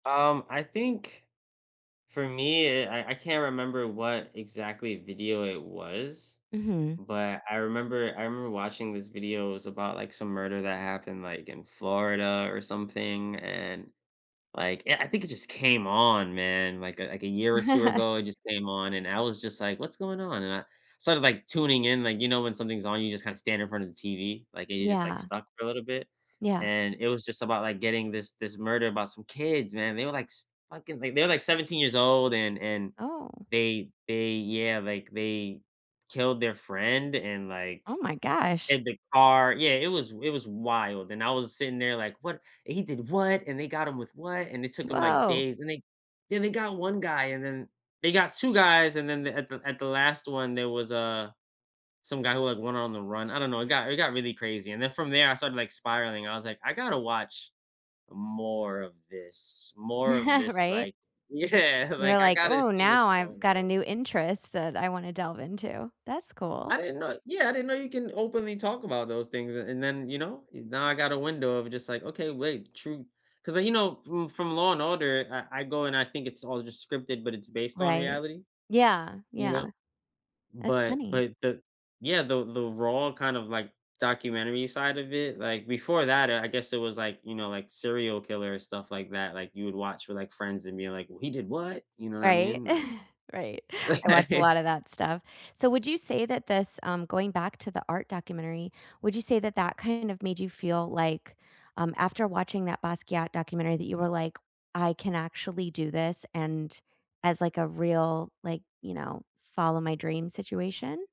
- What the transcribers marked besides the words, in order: chuckle; tapping; put-on voice: "he did what, and they got him with what?"; chuckle; laughing while speaking: "Yeah"; put-on voice: "He did what?"; chuckle
- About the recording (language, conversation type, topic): English, unstructured, Which documentary reshaped your perspective, and what lasting impact did it have on you?